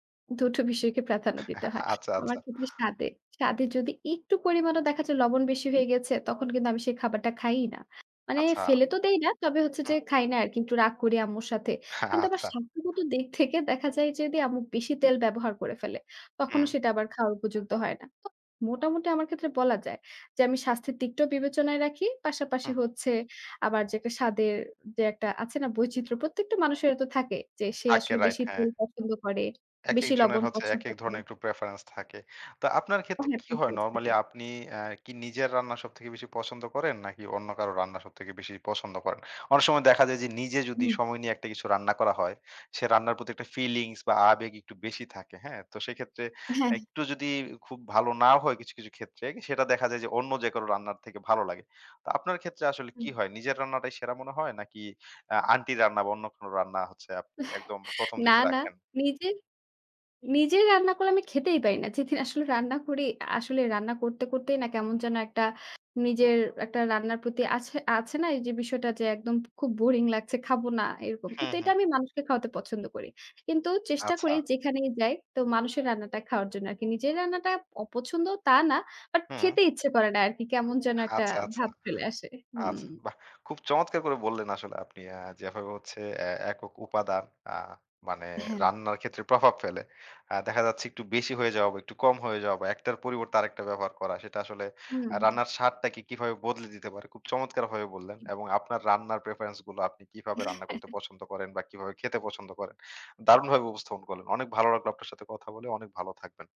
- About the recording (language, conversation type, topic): Bengali, podcast, কোন একটি উপাদান বদলালে পুরো রেসিপির স্বাদ বদলে যায়—এমন কিছু উদাহরণ দিতে পারবেন?
- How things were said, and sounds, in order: laughing while speaking: "হ্যাঁ, আচ্ছা"; tapping; unintelligible speech; chuckle; other background noise; chuckle